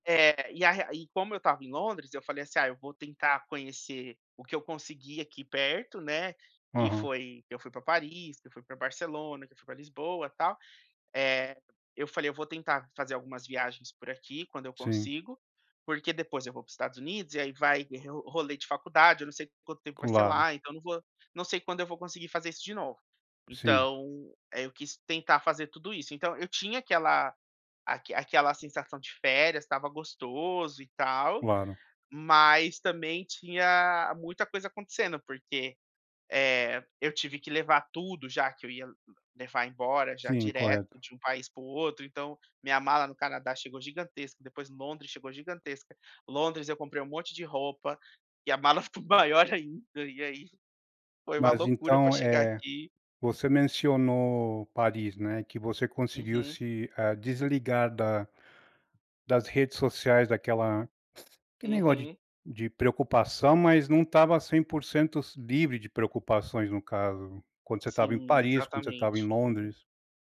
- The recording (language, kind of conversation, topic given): Portuguese, podcast, O que te ajuda a desconectar nas férias, de verdade?
- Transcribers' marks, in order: laughing while speaking: "maior ainda"; other background noise